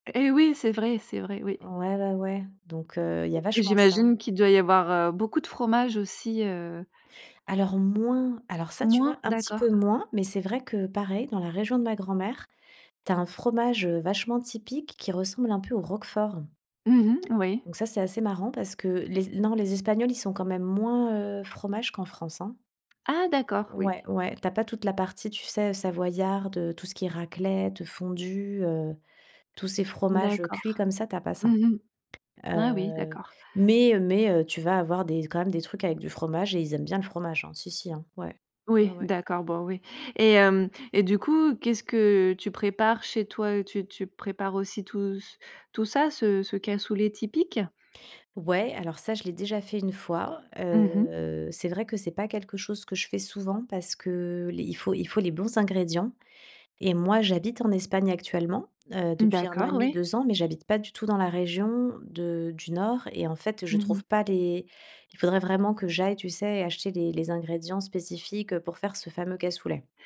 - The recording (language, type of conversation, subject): French, podcast, Quelles recettes se transmettent chez toi de génération en génération ?
- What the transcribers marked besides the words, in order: drawn out: "Heu"; drawn out: "Heu"